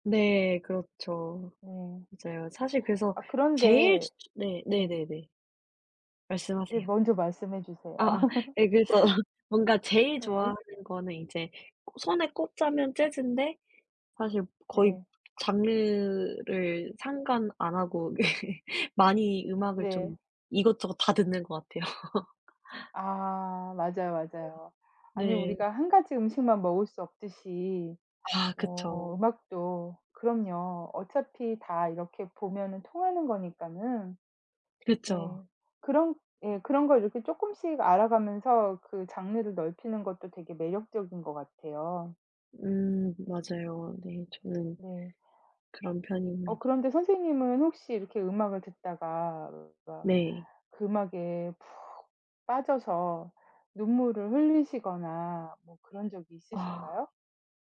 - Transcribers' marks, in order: laugh; laughing while speaking: "그래서"; tapping; laugh; laugh
- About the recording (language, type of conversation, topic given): Korean, unstructured, 음악 감상과 독서 중 어떤 활동을 더 즐기시나요?